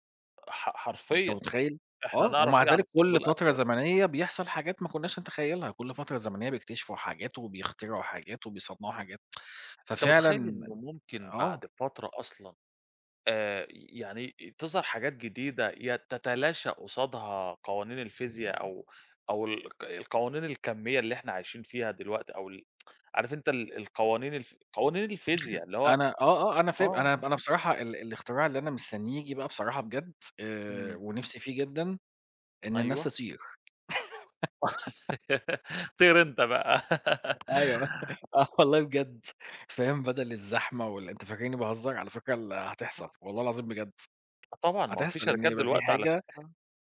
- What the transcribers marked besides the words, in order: tsk; tsk; giggle; laughing while speaking: "طِير أنت بقى"; giggle; laughing while speaking: "أيوه، آه والله بجد"; tapping; other background noise
- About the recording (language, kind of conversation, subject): Arabic, unstructured, إيه أهم الاكتشافات العلمية اللي غيّرت حياتنا؟